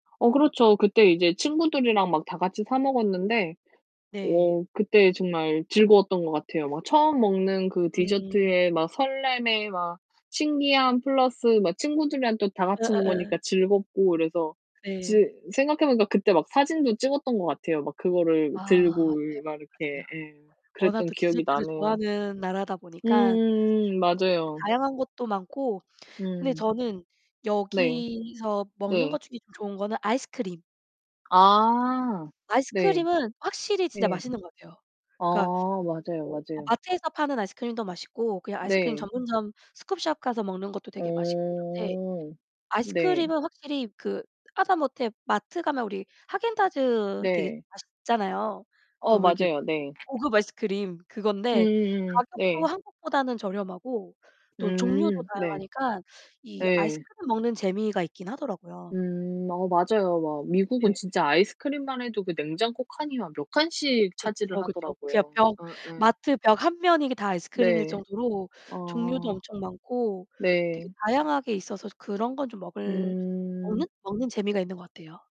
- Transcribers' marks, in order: tapping; distorted speech; drawn out: "음"; drawn out: "아"; other background noise; in English: "scoop shop"; drawn out: "어"; drawn out: "음"
- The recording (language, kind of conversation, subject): Korean, unstructured, 가장 기억에 남는 디저트 경험은 무엇인가요?